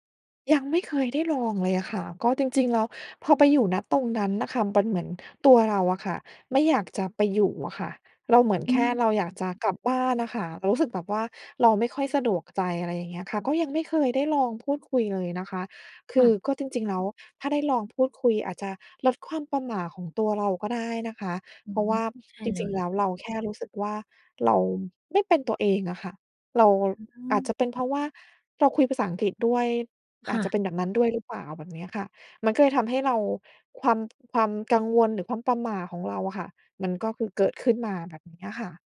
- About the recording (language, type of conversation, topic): Thai, advice, คุณรู้สึกวิตกกังวลเวลาเจอคนใหม่ๆ หรืออยู่ในสังคมหรือไม่?
- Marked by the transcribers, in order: none